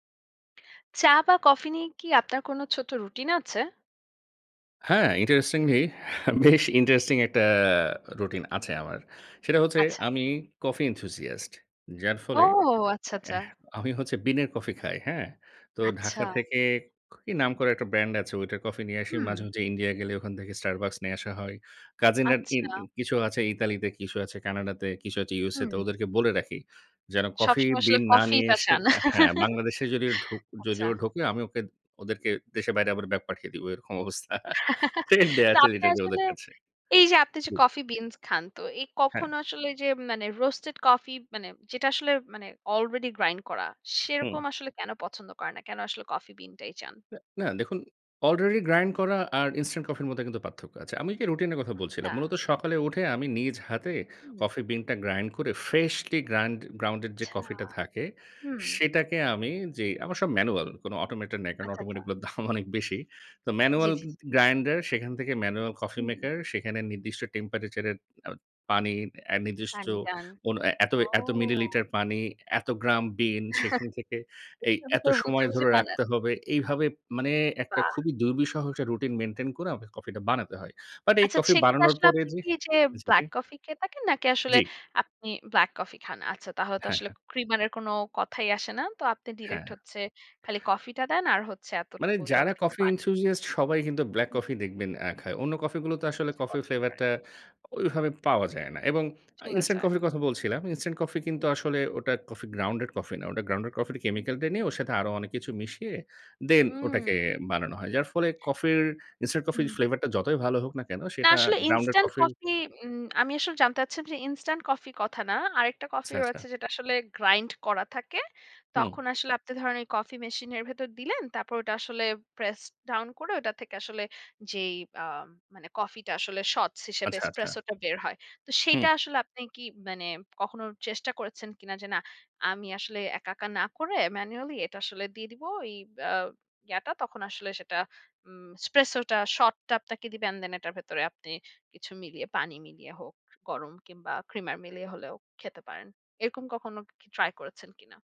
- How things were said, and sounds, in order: in English: "ইন্টারেস্টিংলি"; chuckle; laughing while speaking: "বেশ ইন্টারেস্টিং"; in English: "ইন্টারেস্টিং"; chuckle; laughing while speaking: "অবস্থা। থ্রেট দেয়া আছে লিটারেল্লি ওদের কাছে"; chuckle; in English: "লিটারেল্লি"; in English: "রোস্টেড"; in English: "আলরেডি গ্রাইন্ড"; in English: "আলরেডি গ্রাইন্ড"; in English: "ফ্রেশলি গ্রাইন্ড গ্রাউনডেড"; drawn out: "আচ্ছা"; in English: "ম্যানুয়াল"; laughing while speaking: "দাম অনেক বেশি"; in English: "ম্যানুয়াল গ্য গ্য গ্রাইন্ডার"; in English: "ম্যানুয়াল কফি মেকার"; in English: "টেম্পারেচার"; drawn out: "ও"; in English: "মেইনটেইন"; in English: "ক্রিমারের"; in English: "গ্রাইন্ড"; in English: "প্রেস ডাউন"; in English: "সটস"; in English: "ম্যানুয়ালি"; in English: "সট"; in English: "ক্রিমার"
- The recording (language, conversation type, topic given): Bengali, podcast, চা বা কফি নিয়ে আপনার কোনো ছোট্ট রুটিন আছে?